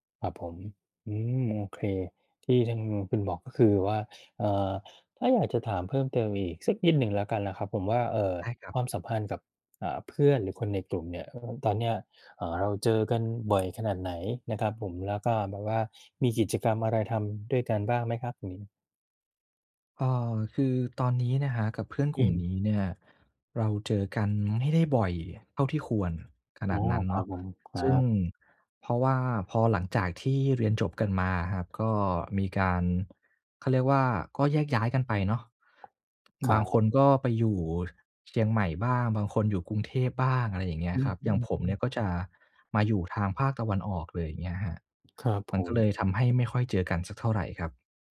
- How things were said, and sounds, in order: tapping
- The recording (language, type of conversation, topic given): Thai, advice, ทำไมฉันถึงรู้สึกว่าถูกเพื่อนละเลยและโดดเดี่ยวในกลุ่ม?